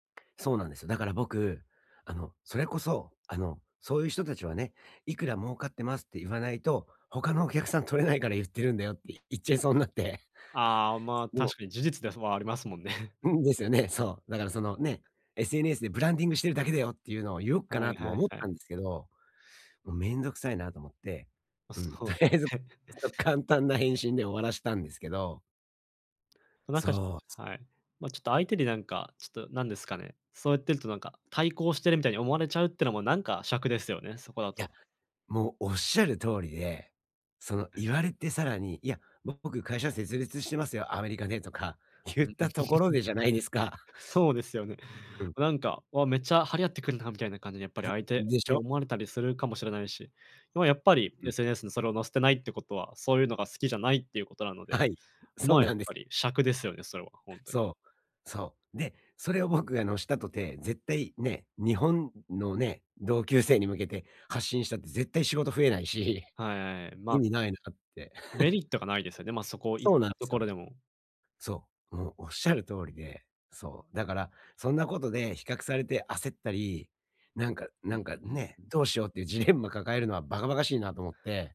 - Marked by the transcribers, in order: other noise; laughing while speaking: "他のお客さん取れない … いそうになって"; laughing while speaking: "ありますもんね"; in English: "ブランディング"; laughing while speaking: "そうですね"; laughing while speaking: "とりあえず、そ、簡単な"; unintelligible speech; laughing while speaking: "ゆったところでじゃないですか"; chuckle; laughing while speaking: "はい、そうなんです"; laughing while speaking: "同級生に"; laughing while speaking: "増えないし"; chuckle; laughing while speaking: "ジレンマ"
- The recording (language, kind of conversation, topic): Japanese, advice, 同年代と比べて焦ってしまうとき、どうすれば落ち着いて自分のペースで進めますか？